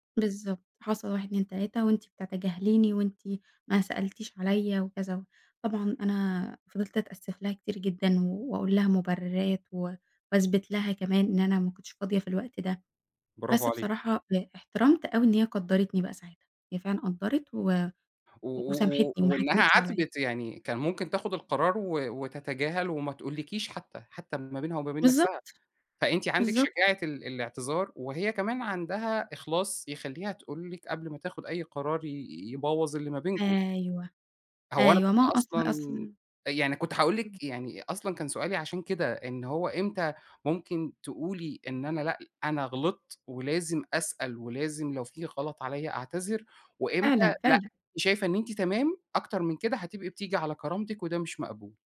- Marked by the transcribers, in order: none
- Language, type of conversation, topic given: Arabic, podcast, إزاي نعرف إن حد مش مهتم بينا بس مش بيقول كده؟